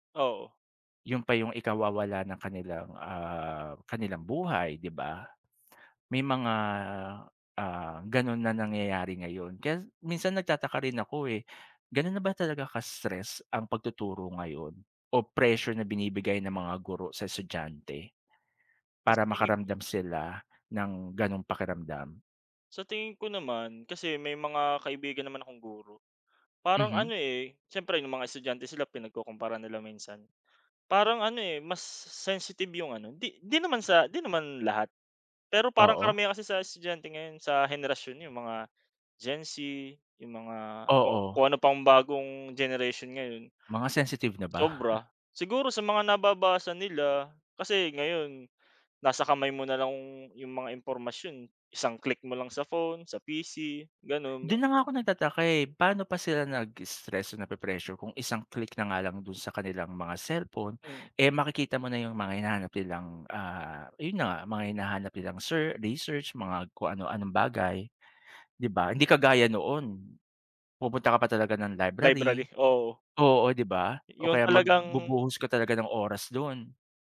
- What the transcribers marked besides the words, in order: other background noise; scoff
- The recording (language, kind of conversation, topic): Filipino, unstructured, Bakit kaya maraming kabataan ang nawawalan ng interes sa pag-aaral?